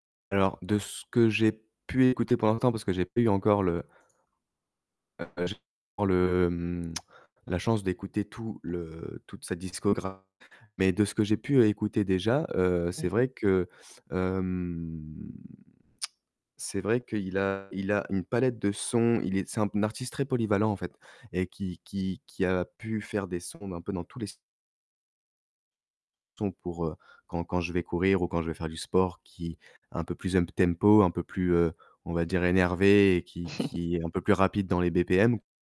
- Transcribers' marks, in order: distorted speech; tsk; drawn out: "hem"; tsk; chuckle
- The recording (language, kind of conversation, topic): French, podcast, Quelle découverte musicale t’a surprise récemment ?